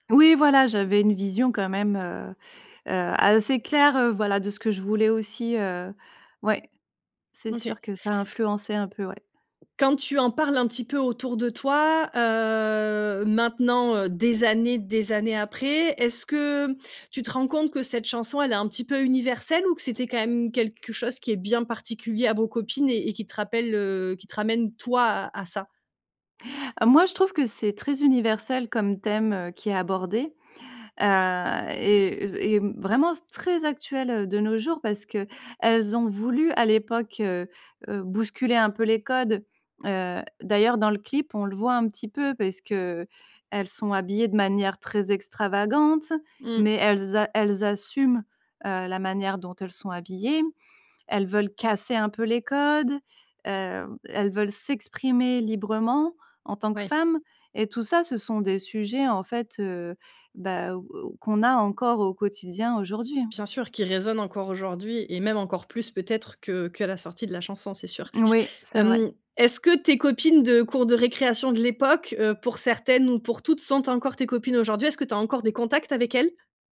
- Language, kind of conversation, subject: French, podcast, Quelle chanson te rappelle ton enfance ?
- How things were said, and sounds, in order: stressed: "toi"